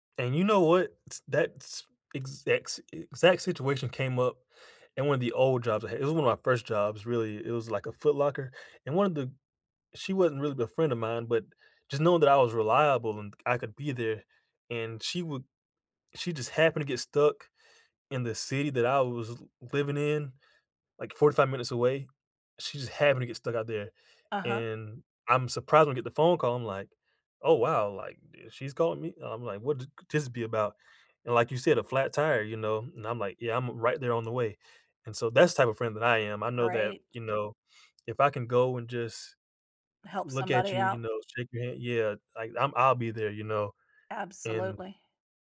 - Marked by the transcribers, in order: tapping
- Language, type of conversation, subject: English, unstructured, How do you build friendships as an adult when your schedule and priorities keep changing?
- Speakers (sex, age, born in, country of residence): female, 55-59, United States, United States; male, 20-24, United States, United States